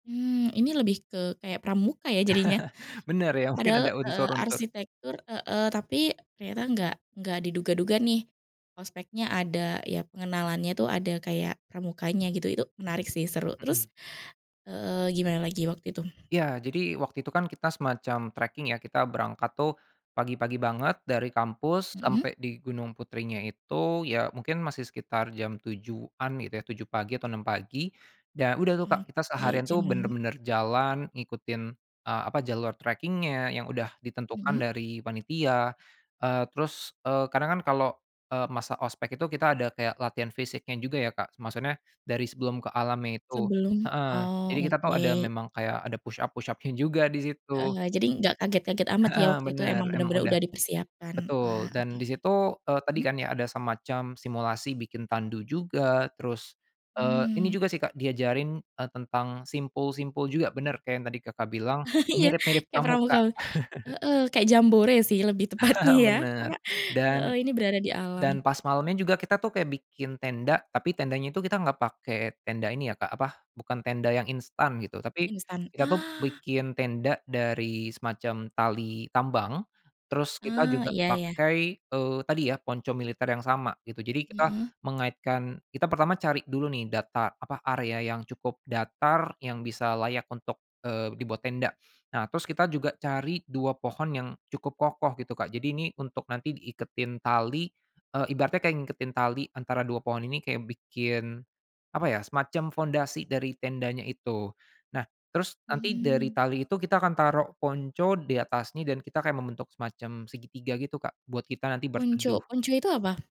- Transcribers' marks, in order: laugh; in English: "tracking"; in English: "tracking-nya"; in English: "push-up push-up-nya"; laugh; laugh; laughing while speaking: "tepatnya"; laugh; sniff; other background noise
- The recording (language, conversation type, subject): Indonesian, podcast, Apa pengalaman petualangan alam yang paling berkesan buat kamu?